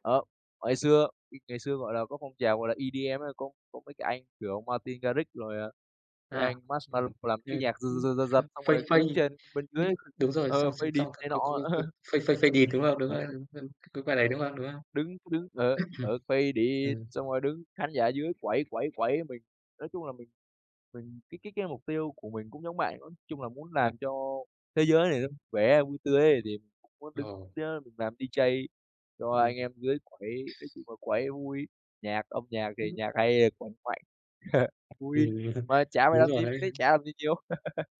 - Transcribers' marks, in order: chuckle; throat clearing; other background noise; in English: "D-J"; chuckle; laughing while speaking: "Ừm"; tapping; laugh
- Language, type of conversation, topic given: Vietnamese, unstructured, Bạn có ước mơ nào chưa từng nói với ai không?